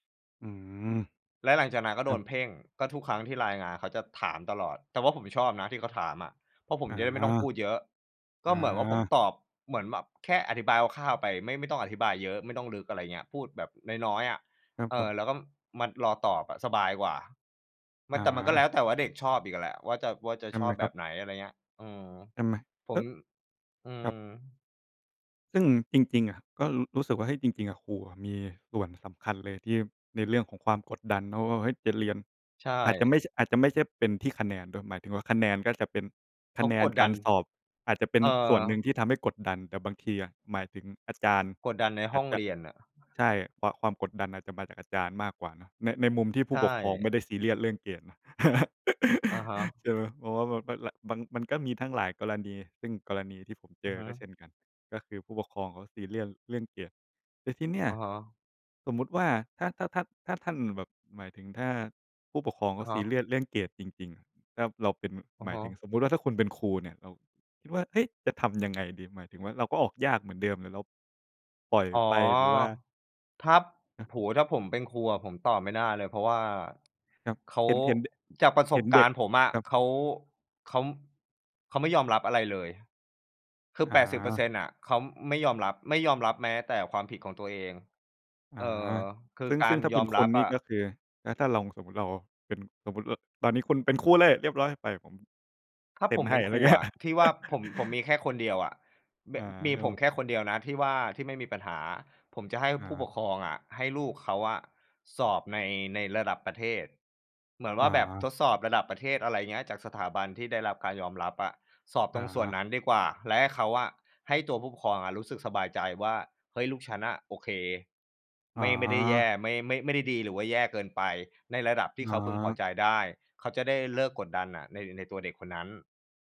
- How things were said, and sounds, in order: laugh; unintelligible speech; laughing while speaking: "ไรเงี้ย"; laugh
- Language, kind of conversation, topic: Thai, unstructured, การถูกกดดันให้ต้องได้คะแนนดีทำให้คุณเครียดไหม?
- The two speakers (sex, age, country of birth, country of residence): male, 25-29, Thailand, Thailand; male, 35-39, Thailand, Thailand